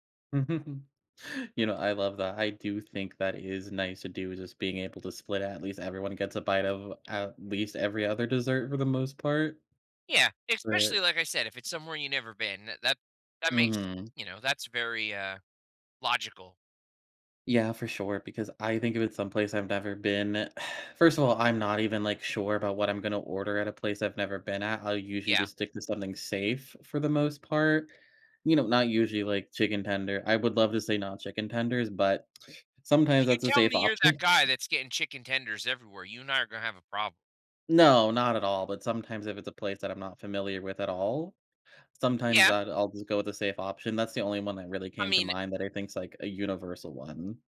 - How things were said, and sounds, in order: chuckle; tapping; other background noise; exhale; laughing while speaking: "option"
- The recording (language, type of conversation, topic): English, unstructured, How should I split a single dessert or shared dishes with friends?